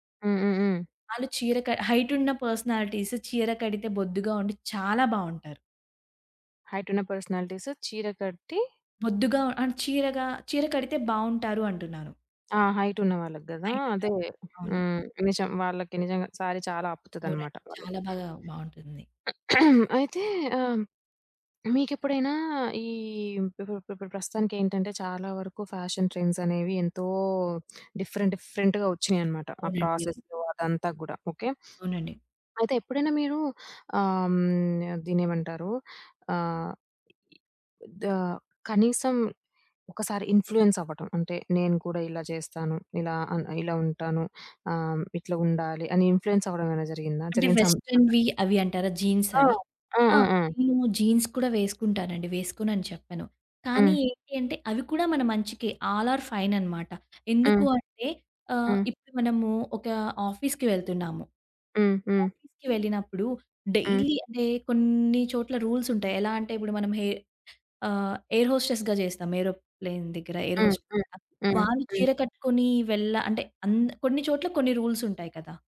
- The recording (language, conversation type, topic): Telugu, podcast, మీకు శారీ లేదా కుర్తా వంటి సాంప్రదాయ దుస్తులు వేసుకుంటే మీ మనసులో ఎలాంటి భావాలు కలుగుతాయి?
- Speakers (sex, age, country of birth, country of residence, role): female, 20-24, India, India, guest; female, 25-29, India, India, host
- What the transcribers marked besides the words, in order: in English: "అండ్"; other background noise; in English: "శారీ"; throat clearing; in English: "ఫ్యాషన్ ట్రెండ్స్"; in English: "డిఫరెంట్ డిఫరెంట్‌గా"; sniff; in English: "ఇన్‌ఫ్లుయెన్స్"; in English: "ఇన్‌ఫ్లుయెన్స్"; in English: "వెస్ట్రన్‌వి"; in English: "జీన్స్"; in English: "జీన్స్"; in English: "ఆల్ ఆర్ ఫైన్"; in English: "డైలీ"; in English: "ఎయిర్ హోస్టెస్‌గా"; in English: "ఎయిర్ హోస్టస్‌గా"